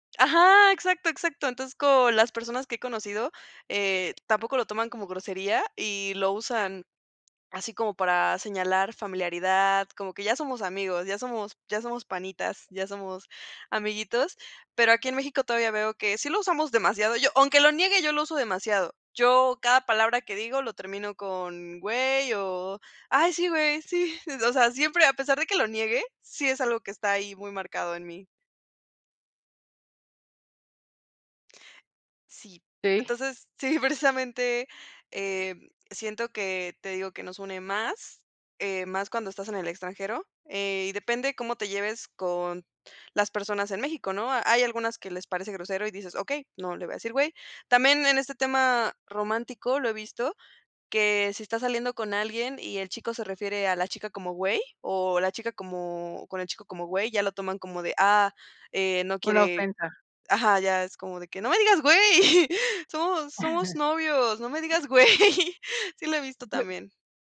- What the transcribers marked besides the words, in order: tapping; chuckle; chuckle; laughing while speaking: "no me digas güey"; unintelligible speech
- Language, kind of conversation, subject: Spanish, podcast, ¿Qué gestos son típicos en tu cultura y qué expresan?